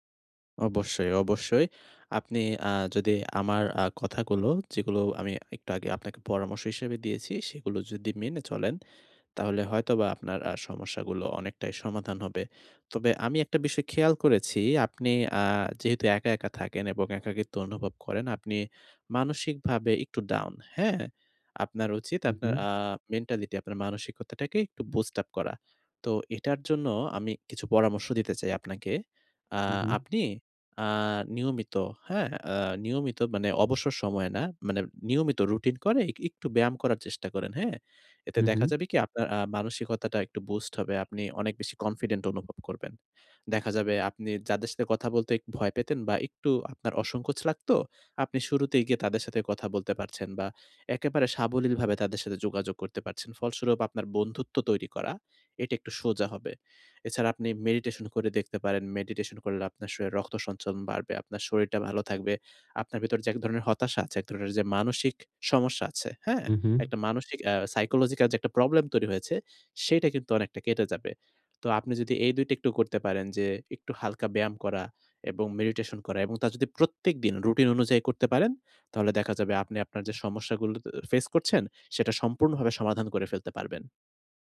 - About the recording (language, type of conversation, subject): Bengali, advice, ছুটির দিনে কীভাবে চাপ ও হতাশা কমাতে পারি?
- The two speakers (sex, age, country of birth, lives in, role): male, 20-24, Bangladesh, Bangladesh, advisor; male, 20-24, Bangladesh, Bangladesh, user
- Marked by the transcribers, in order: in English: "বুস্ট আপ"; in English: "বুস্ট"; in English: "কনফিডেন্ট"; in English: "মেডিটেশন"; in English: "মেডিটেশন"; in English: "সাইকোলজিক্যাল"; in English: "মেডিটেশন"